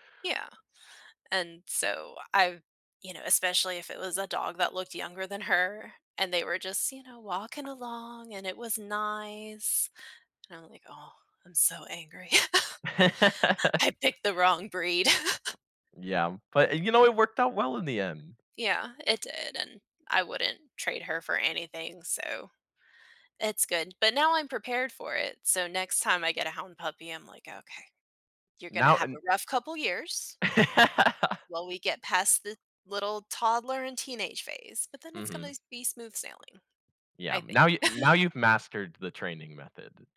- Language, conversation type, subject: English, unstructured, How do you cope when you don’t succeed at something you’re passionate about?
- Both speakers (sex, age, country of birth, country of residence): female, 35-39, United States, United States; male, 20-24, United States, United States
- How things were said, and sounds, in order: tapping; laugh; chuckle; laugh; laugh; chuckle